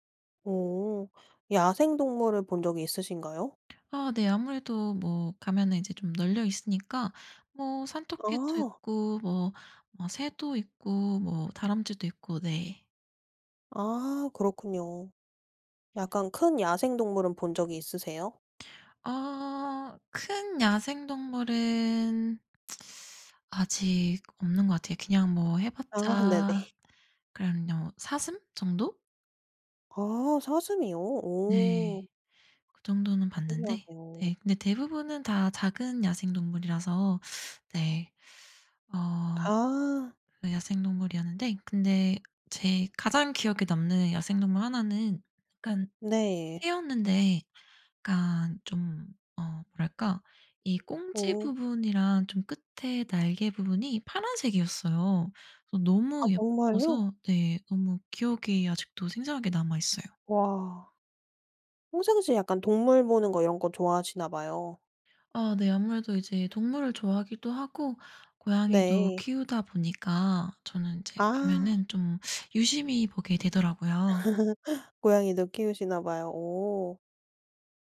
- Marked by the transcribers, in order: tapping; other background noise; inhale; laughing while speaking: "아"; laugh
- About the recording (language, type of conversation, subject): Korean, podcast, 등산이나 트레킹은 어떤 점이 가장 매력적이라고 생각하시나요?